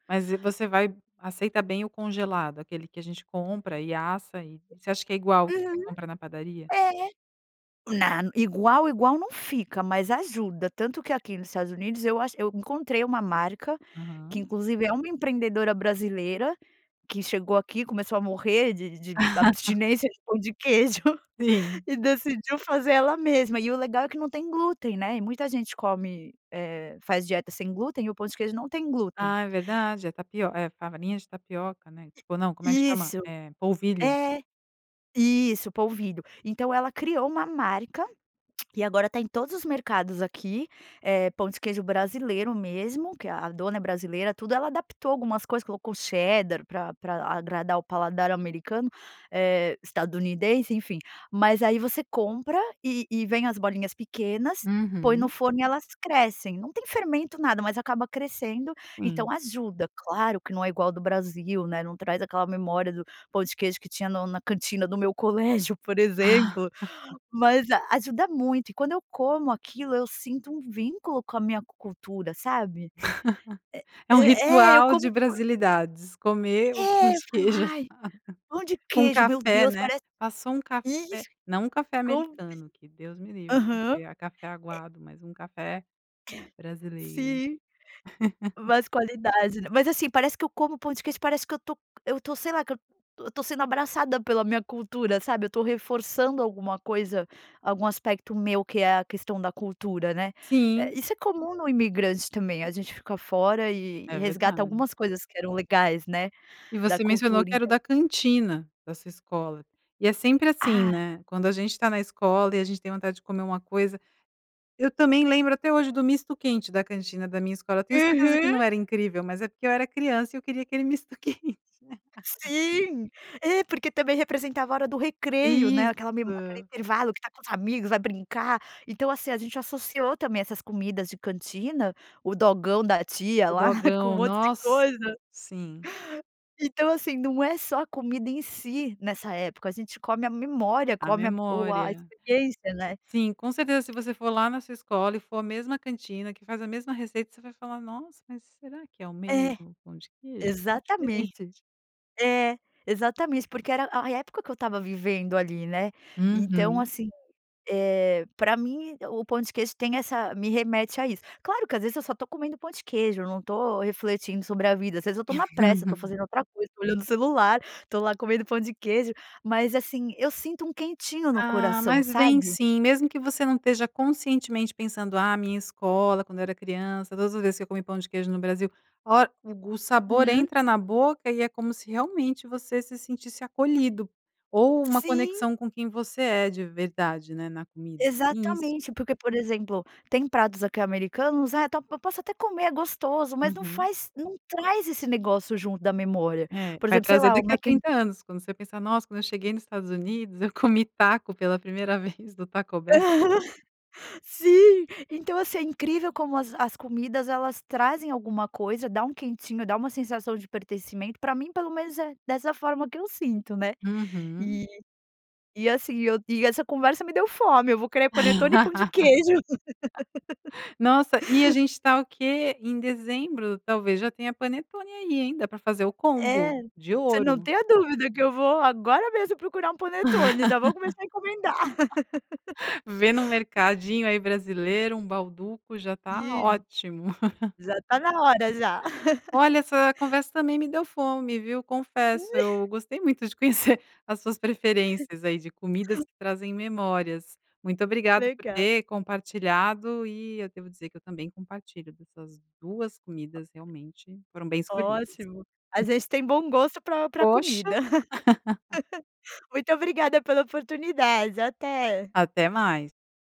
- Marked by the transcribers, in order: chuckle; chuckle; chuckle; unintelligible speech; laugh; tapping; laugh; laugh; laugh; chuckle; laugh; laugh; laugh; laugh; laugh; laugh; laugh; laugh; other background noise; laugh
- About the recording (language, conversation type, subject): Portuguese, podcast, Tem alguma comida tradicional que traz memórias fortes pra você?